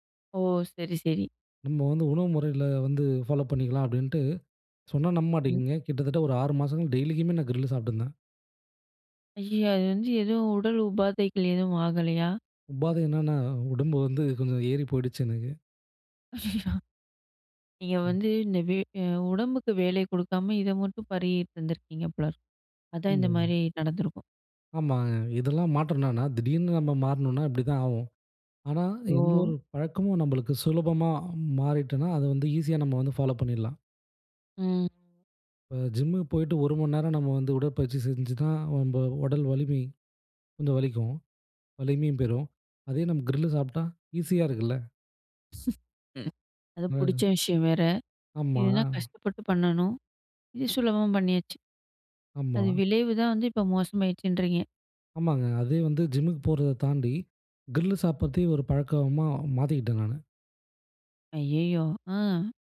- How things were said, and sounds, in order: in English: "ஃபாலோ"; in English: "கிரில்லு"; laughing while speaking: "ஆ!"; in English: "ஃபாலோ"; "பண்ணிறலாம்" said as "பண்ணிடலாம்"; in English: "ஜிம்முக்கு"; "மணி" said as "மண்"; in English: "கிரில்லு"; laugh; drawn out: "ஆமா"; in English: "ஜிம்முக்கு"; in English: "கிரில்லு"
- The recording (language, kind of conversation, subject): Tamil, podcast, ஒரு பழக்கத்தை உடனே மாற்றலாமா, அல்லது படிப்படியாக மாற்றுவது நல்லதா?